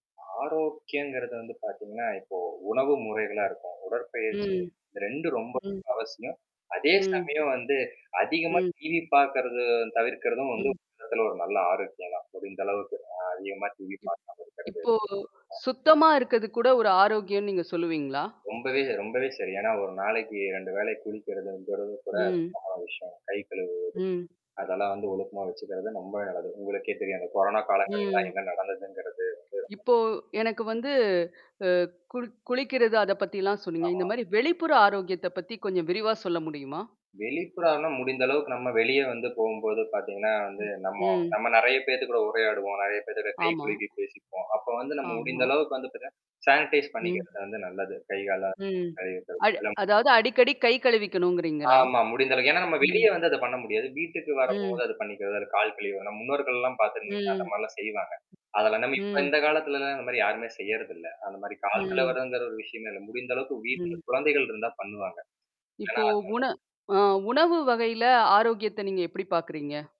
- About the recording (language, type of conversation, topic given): Tamil, podcast, குடும்பத்துடன் ஆரோக்கிய பழக்கங்களை நீங்கள் எப்படிப் வளர்க்கிறீர்கள்?
- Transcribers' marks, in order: static; mechanical hum; distorted speech; other background noise; other noise; in English: "சானிடைஸ்"; tapping; unintelligible speech